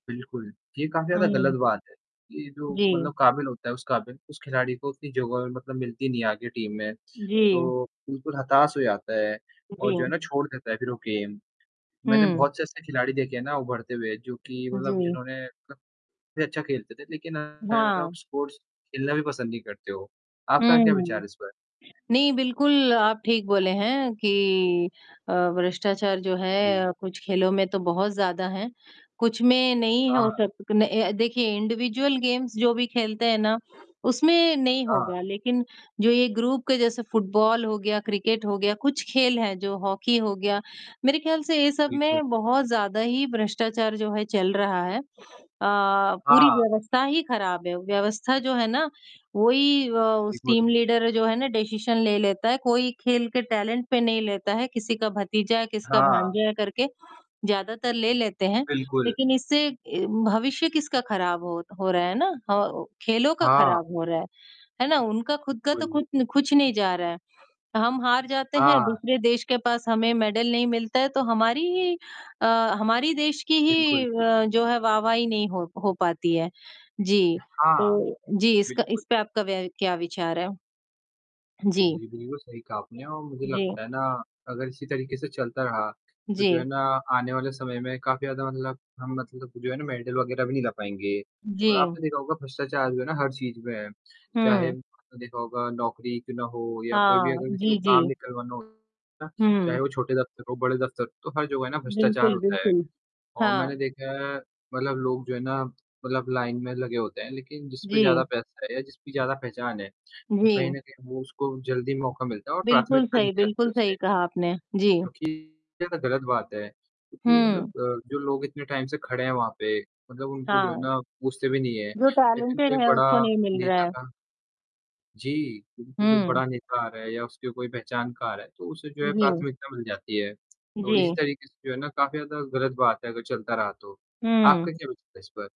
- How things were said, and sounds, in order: static; distorted speech; unintelligible speech; in English: "टीम"; mechanical hum; in English: "गेम"; in English: "स्पोर्ट्स"; other background noise; in English: "इंडिविडुअल गेम्स"; in English: "ग्रुप"; in English: "टीम लीडर"; in English: "डिसीजन"; in English: "टैलेंट"; in English: "टाइम"; in English: "टैलेंटेड"
- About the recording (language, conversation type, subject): Hindi, unstructured, क्या आपको लगता है कि खेलों में भ्रष्टाचार बढ़ रहा है?